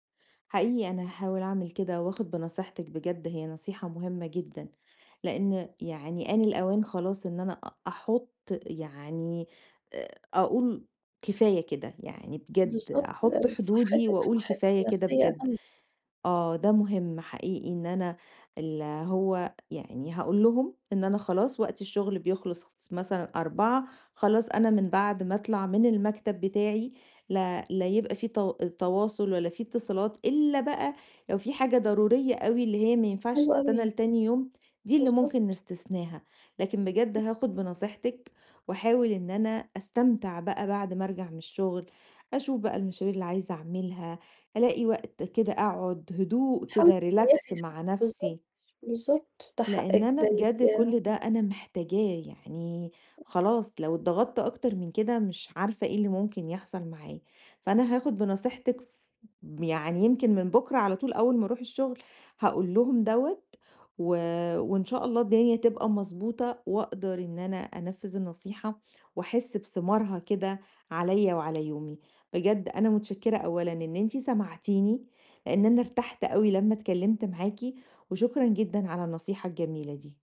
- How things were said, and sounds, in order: tapping; in English: "relax"; other background noise
- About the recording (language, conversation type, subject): Arabic, advice, إزاي ألاقي توازن كويس بين الشغل ووقتي للراحة؟